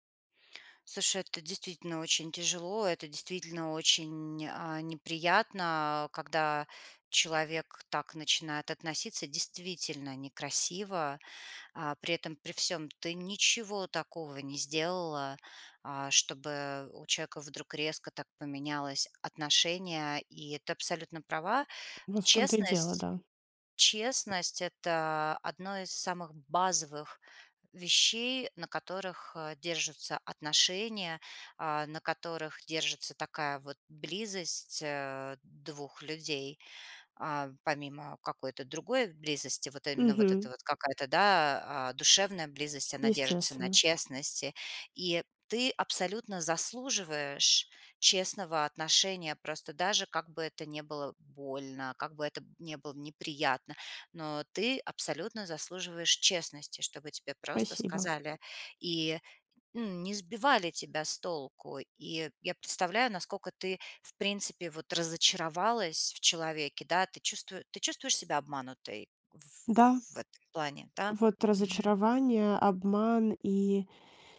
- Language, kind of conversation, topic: Russian, advice, Почему мне так трудно отпустить человека после расставания?
- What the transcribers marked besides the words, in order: tapping; other background noise